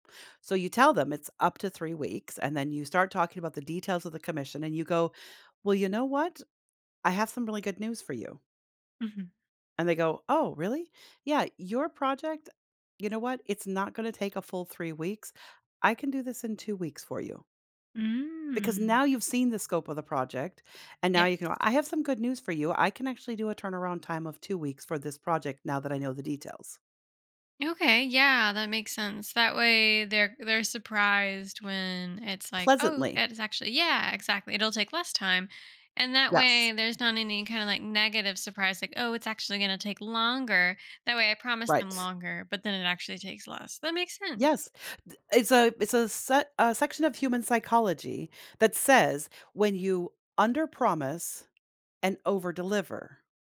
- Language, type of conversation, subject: English, advice, How can I manage stress and meet tight work deadlines without burning out?
- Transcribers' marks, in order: drawn out: "Mm"; other background noise; tapping